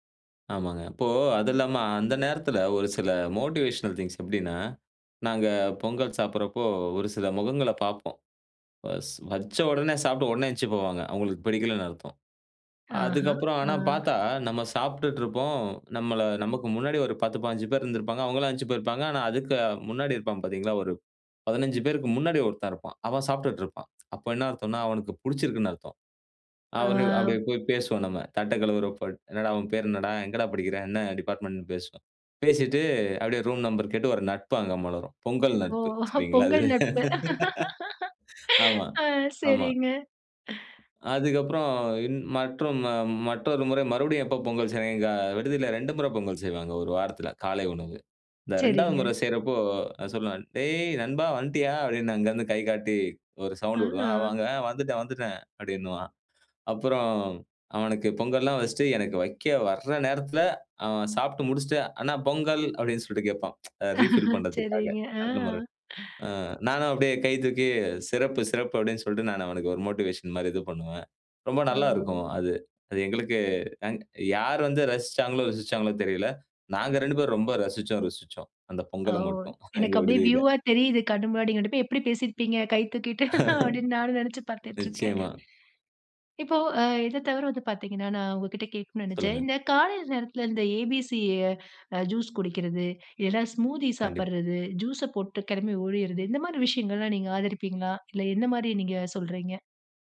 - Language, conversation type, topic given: Tamil, podcast, உங்கள் காலை உணவு பழக்கம் எப்படி இருக்கிறது?
- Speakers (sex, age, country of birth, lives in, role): female, 30-34, India, India, host; male, 35-39, India, Finland, guest
- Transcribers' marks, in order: in English: "மோட்டிவேஷனல் திங்க்ஸ்"; "எந்திரிச்சி" said as "எந்ச்சு"; "எந்திரிச்சி" said as "எழுந்ச்சி"; chuckle; laugh; other noise; "வந்துட்டீயா" said as "வன்ட்டீயா"; in English: "சவுண்டு"; in English: "ரீஃபில்"; laugh; inhale; in English: "மோட்டிவேஷன்"; in English: "வியூவா"; laugh; in English: "ஏ.பி.சி ஜூஸ்"; in English: "ஸ்மூதி"